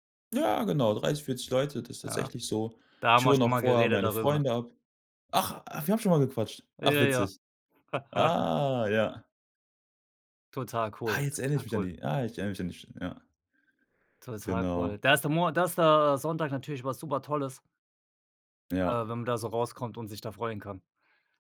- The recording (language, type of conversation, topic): German, podcast, Wie sieht deine Morgenroutine an einem normalen Wochentag aus?
- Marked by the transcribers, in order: anticipating: "Ja"; surprised: "Ach ach, wir haben schon mal gequatscht. Ach, witzig. Ah, ja"; laugh; drawn out: "Ah"; joyful: "Ah, jetzt erinner ich mich"; other background noise